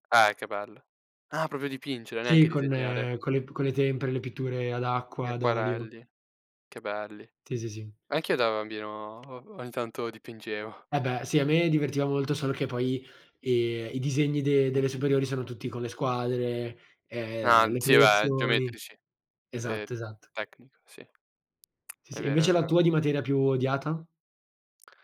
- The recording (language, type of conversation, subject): Italian, unstructured, Quale materia ti fa sentire più felice?
- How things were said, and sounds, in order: other background noise; tapping; tongue click